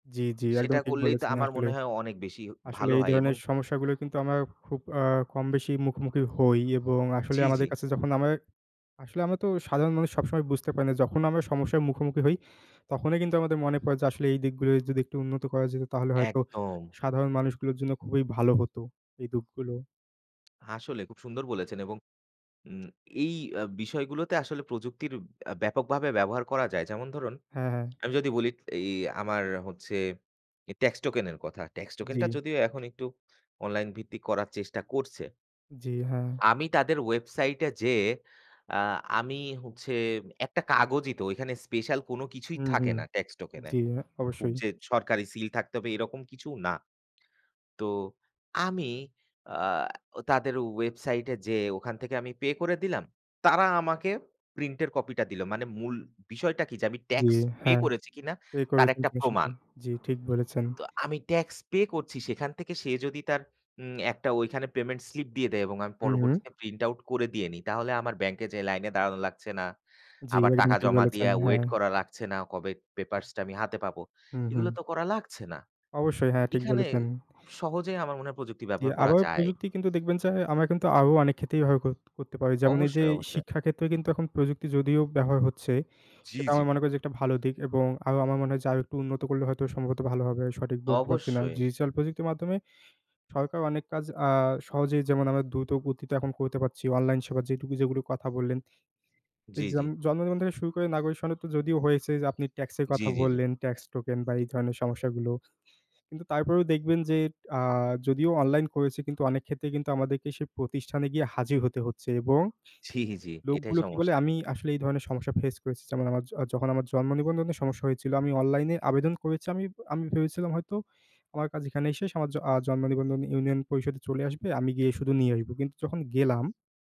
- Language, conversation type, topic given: Bengali, unstructured, সরকার কীভাবে সাধারণ মানুষের জীবনমান উন্নত করতে পারে?
- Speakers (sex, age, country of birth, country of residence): male, 20-24, Bangladesh, Bangladesh; male, 25-29, Bangladesh, Bangladesh
- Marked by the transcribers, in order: other background noise; "আমার" said as "আমাক"; tapping; "বলেছেন" said as "বলেচেন"